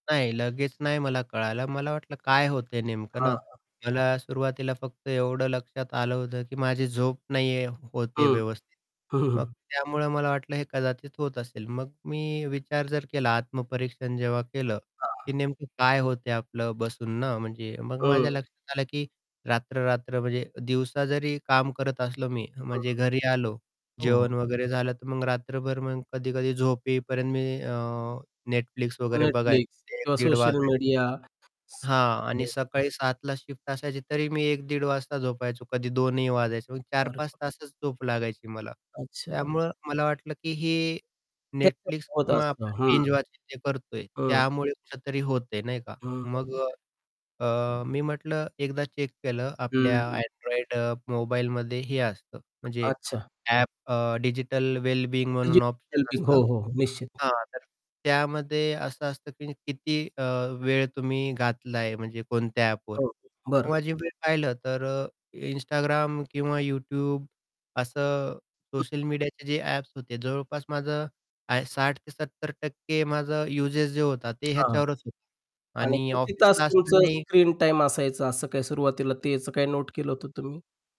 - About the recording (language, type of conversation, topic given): Marathi, podcast, टिकटॉक आणि यूट्यूबवर सलग व्हिडिओ पाहत राहिल्यामुळे तुमचा दिवस कसा निघून जातो, असं तुम्हाला वाटतं?
- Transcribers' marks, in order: static; distorted speech; chuckle; other noise; in English: "बिंज वॉचिंग"; in English: "चेक"; tapping; in English: "डिजिटल वेलबीइंग"; in English: "डिजिटल वेलबीइंग"; in English: "युसेज"